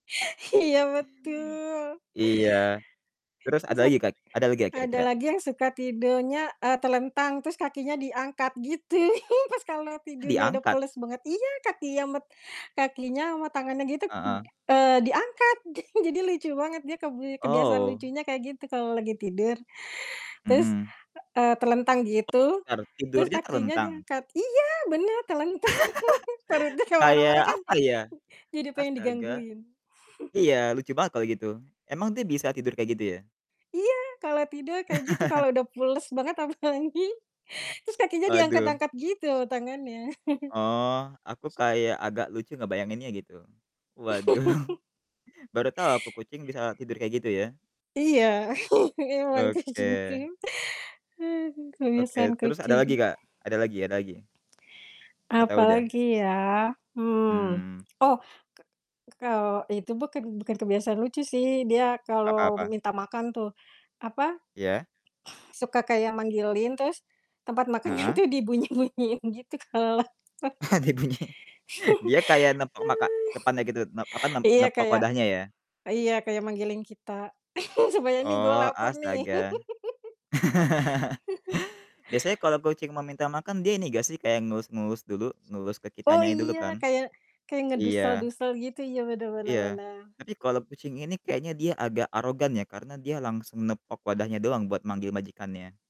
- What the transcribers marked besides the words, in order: laughing while speaking: "Iya betul"; distorted speech; laughing while speaking: "gitu"; laughing while speaking: "jadi"; static; laugh; laughing while speaking: "telentang, perutnya ke mana-mana kan"; chuckle; other background noise; chuckle; laughing while speaking: "apalagi"; chuckle; laughing while speaking: "Waduh"; laugh; chuckle; laughing while speaking: "kucingku"; background speech; laughing while speaking: "makanannya tuh dibunyi-bunyiin gitu kalau lapar"; laughing while speaking: "Ah, dia bunyi"; chuckle; chuckle; laugh; laugh
- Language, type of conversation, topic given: Indonesian, unstructured, Kebiasaan lucu apa yang pernah kamu lihat dari hewan peliharaan?